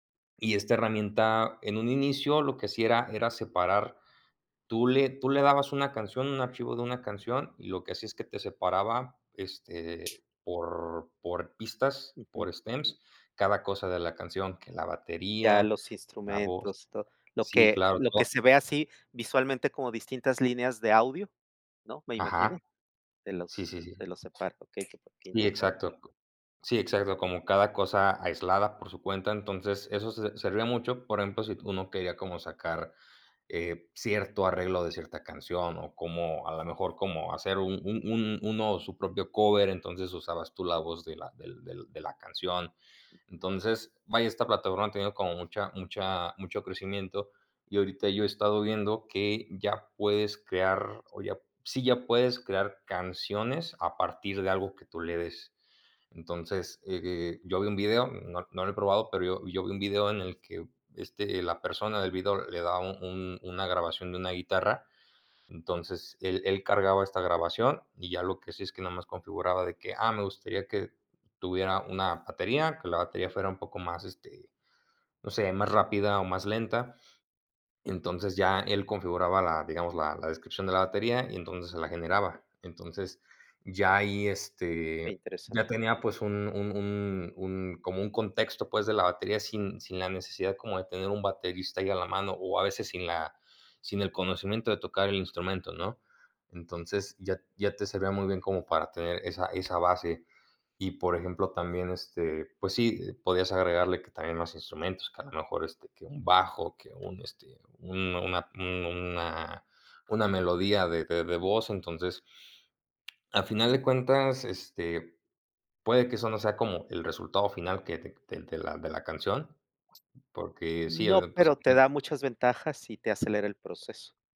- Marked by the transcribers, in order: tapping; in English: "stems"; other background noise
- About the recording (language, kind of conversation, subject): Spanish, unstructured, ¿Cómo crees que la tecnología ha cambiado la educación?
- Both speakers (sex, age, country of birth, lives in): male, 20-24, Mexico, Mexico; male, 55-59, Mexico, Mexico